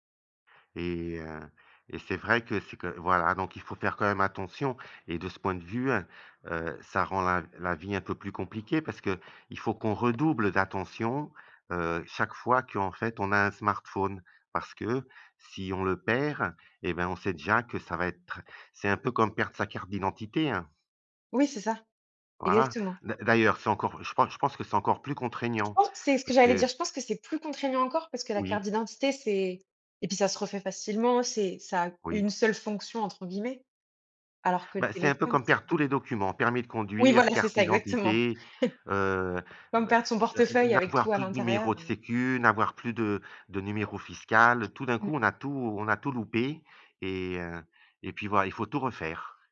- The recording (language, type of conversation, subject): French, unstructured, Penses-tu que les smartphones rendent la vie plus facile ou plus compliquée ?
- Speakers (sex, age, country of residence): female, 30-34, France; male, 55-59, Portugal
- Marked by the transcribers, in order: tapping; chuckle; "Sécurité Sociale" said as "sécu"; other background noise